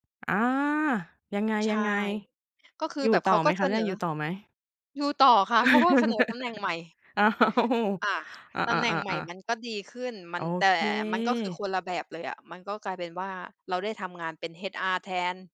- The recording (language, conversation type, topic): Thai, podcast, เคยเปลี่ยนสายงานไหม และอะไรทำให้คุณกล้าตัดสินใจเปลี่ยน?
- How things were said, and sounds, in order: other background noise; chuckle; laughing while speaking: "อ้าว"; tapping